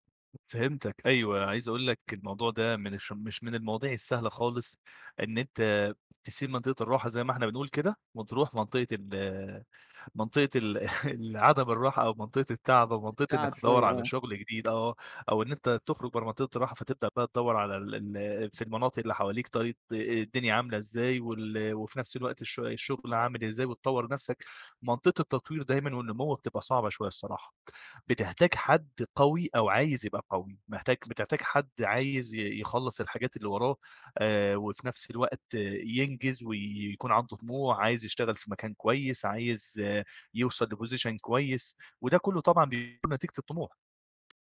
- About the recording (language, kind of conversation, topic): Arabic, podcast, إيه اللي خلاك تختار النمو بدل الراحة؟
- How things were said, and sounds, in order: tapping; laugh; in English: "لposition"